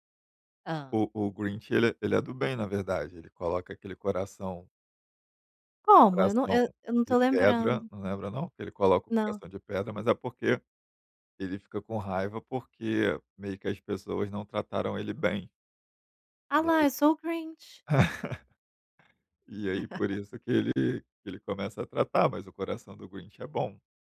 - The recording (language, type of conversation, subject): Portuguese, advice, Como você lida com datas comemorativas e memórias compartilhadas?
- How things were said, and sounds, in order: laugh